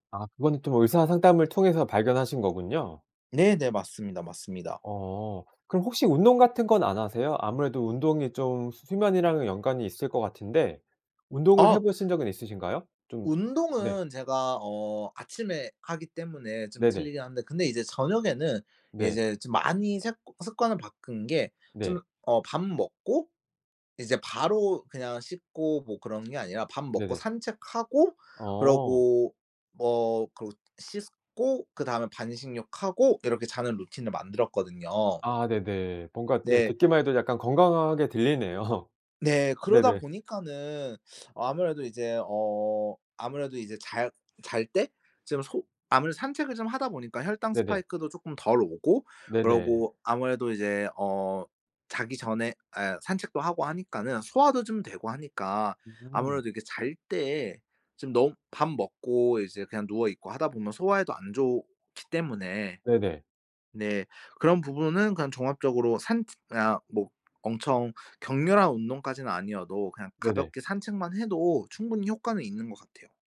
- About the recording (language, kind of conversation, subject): Korean, podcast, 잠을 잘 자려면 어떤 습관을 지키면 좋을까요?
- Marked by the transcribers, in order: tapping; other background noise; laughing while speaking: "들리네요"; in English: "spike도"